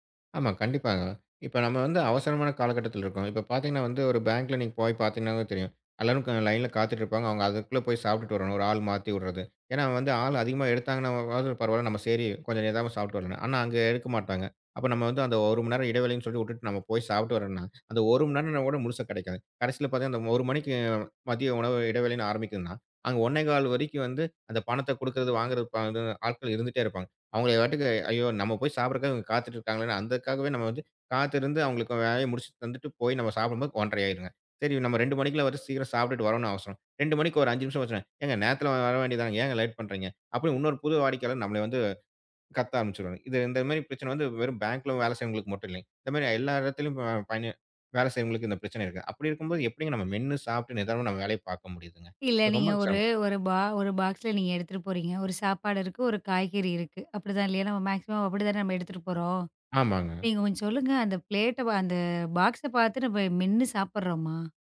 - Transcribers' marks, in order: tapping; "விடுறது" said as "வுட்றது"; "நிதானமா" said as "நிதாமா"; "விட்டுட்டு" said as "வுட்டுட்டு"; "ஆரம்பிச்சிடுவாங்க" said as "ஆரம்ச்சுவாங்க"; in another language: "மேக்சிமம்"
- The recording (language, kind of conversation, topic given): Tamil, podcast, நிதானமாக சாப்பிடுவதால் கிடைக்கும் மெய்நுணர்வு நன்மைகள் என்ன?